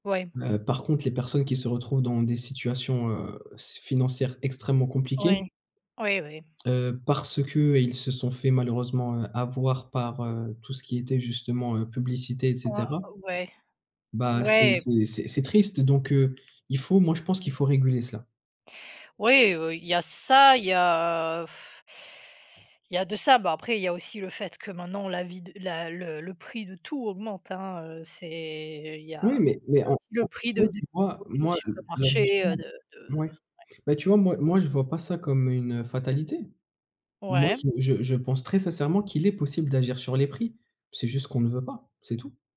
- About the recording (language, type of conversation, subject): French, unstructured, Préférez-vous la finance responsable ou la consommation rapide, et quel principe guide vos dépenses ?
- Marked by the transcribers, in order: tapping; blowing; stressed: "tout"; drawn out: "c'est"; stressed: "est"